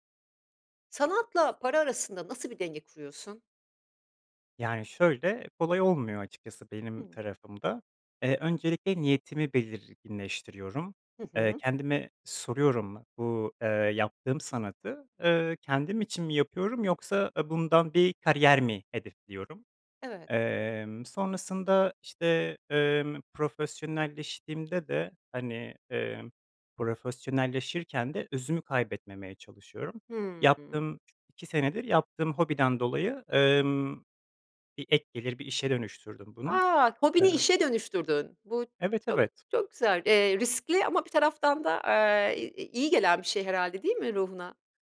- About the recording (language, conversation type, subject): Turkish, podcast, Sanat ve para arasında nasıl denge kurarsın?
- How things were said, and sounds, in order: tapping